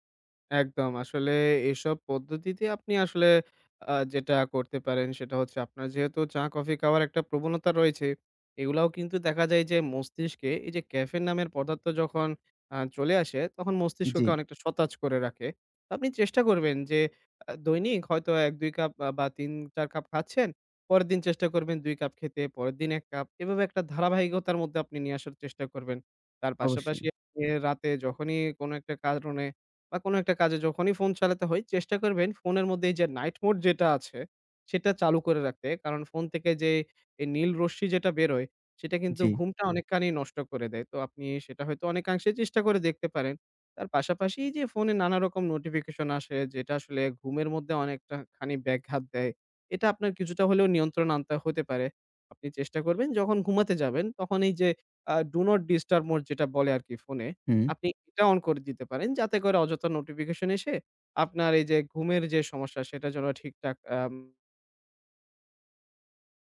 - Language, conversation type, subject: Bengali, advice, আপনি কি স্ক্রিনে বেশি সময় কাটানোর কারণে রাতে ঠিকমতো বিশ্রাম নিতে সমস্যায় পড়ছেন?
- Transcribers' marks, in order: "সতেজ" said as "সতাজ"